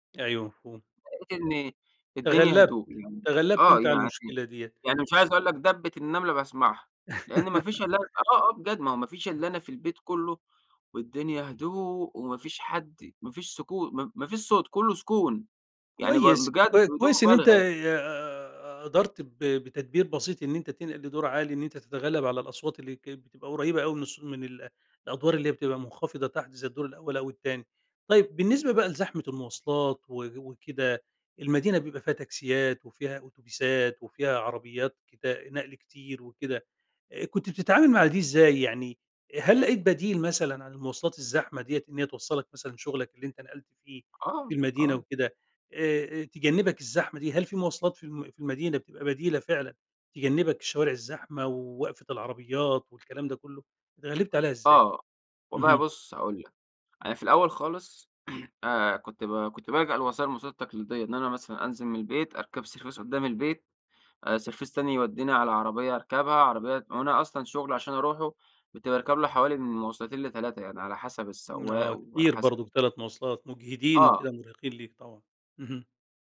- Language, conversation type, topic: Arabic, podcast, إيه رأيك في إنك تعيش ببساطة وسط زحمة المدينة؟
- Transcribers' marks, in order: laugh; throat clearing; in English: "سرڤيس"; in English: "سرڤيس"